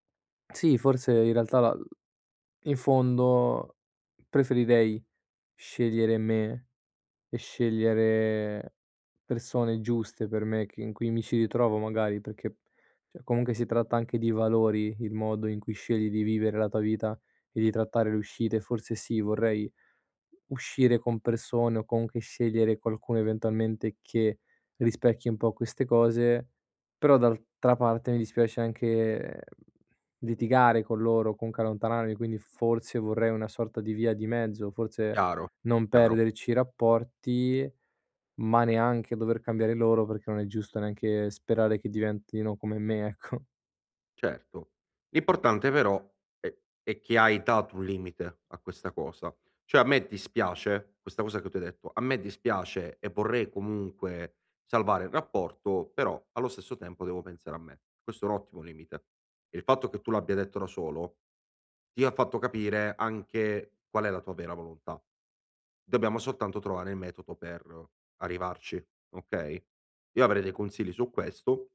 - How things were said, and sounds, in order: "cioè" said as "ceh"; other background noise; "soltanto" said as "sottanto"
- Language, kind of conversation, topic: Italian, advice, Come posso restare fedele ai miei valori senza farmi condizionare dalle aspettative del gruppo?